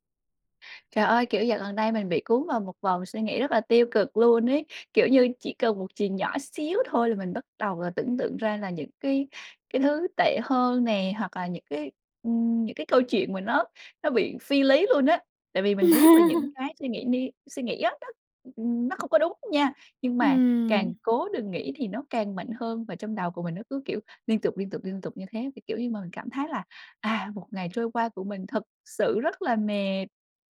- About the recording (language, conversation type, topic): Vietnamese, advice, Làm sao để dừng lại khi tôi bị cuốn vào vòng suy nghĩ tiêu cực?
- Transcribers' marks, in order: laughing while speaking: "Ừm"; unintelligible speech; tapping